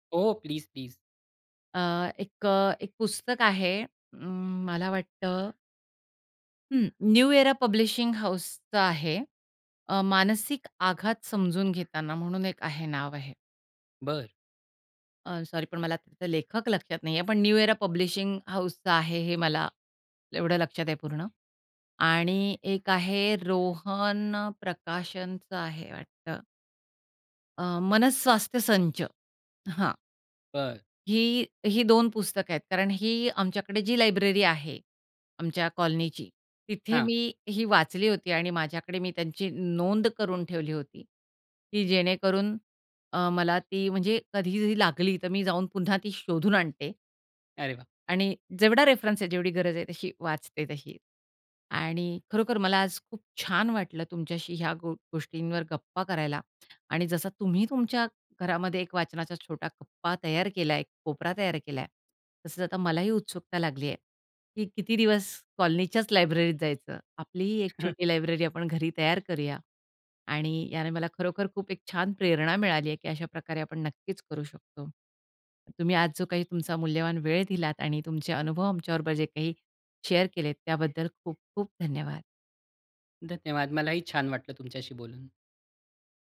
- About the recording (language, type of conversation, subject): Marathi, podcast, एक छोटा वाचन कोपरा कसा तयार कराल?
- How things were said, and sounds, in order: bird; other background noise; tapping; chuckle; in English: "शेअर"